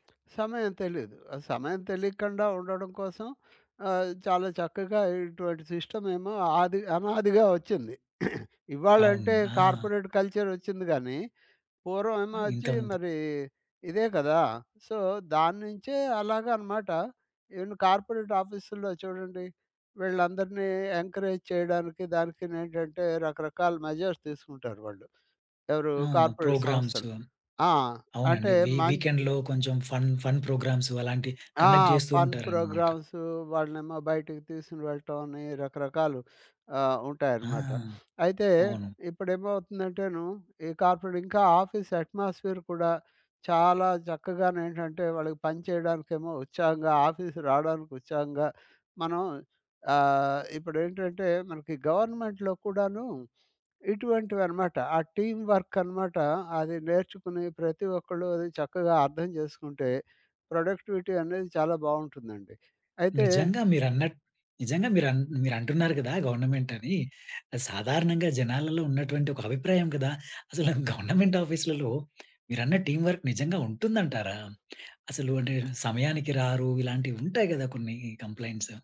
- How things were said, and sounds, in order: other background noise; throat clearing; in English: "కార్పొరేట్ కల్చర్"; in English: "సో"; in English: "కార్పొరేట్ ఆఫీస్‌లో"; in English: "ఎంకరేజ్"; in English: "మెజర్స్"; in English: "కార్పొరేట్"; in English: "వీ వీకెండ్‌లో"; in English: "ఫన్ ఫన్"; in English: "కండక్ట్"; tapping; in English: "ఫన్"; sniff; in English: "కార్పొరేట్"; in English: "ఆఫీస్ అట్‌మోస్‌స్ఫియర్"; in English: "ఆఫీస్"; in English: "గవర్నమెంట్‌లో"; in English: "టీమ్ వర్క్"; in English: "ప్రొడక్టివిటీ"; in English: "గవర్నమెంట్"; laughing while speaking: "అసలు గవర్నమెంట్ ఆఫీస్‌లలో"; in English: "గవర్నమెంట్ ఆఫీస్‌లలో"; in English: "టీమ్ వర్క్"; in English: "కంప్లెయింట్స్"
- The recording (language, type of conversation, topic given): Telugu, podcast, కలిసి పని చేయడం నీ దృష్టిని ఎలా మార్చింది?